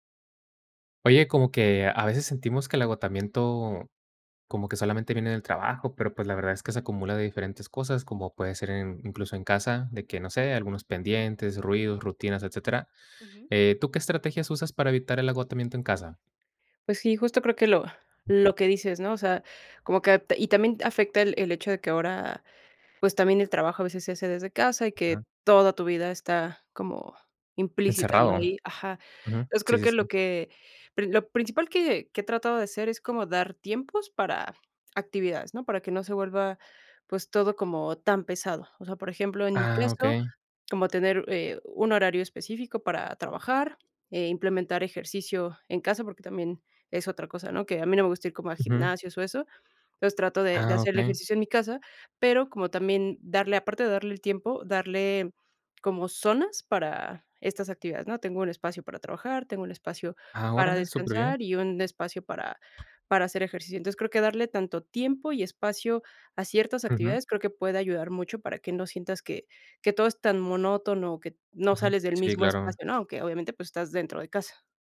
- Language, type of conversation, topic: Spanish, podcast, ¿Qué estrategias usas para evitar el agotamiento en casa?
- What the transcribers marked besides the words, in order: tapping; other background noise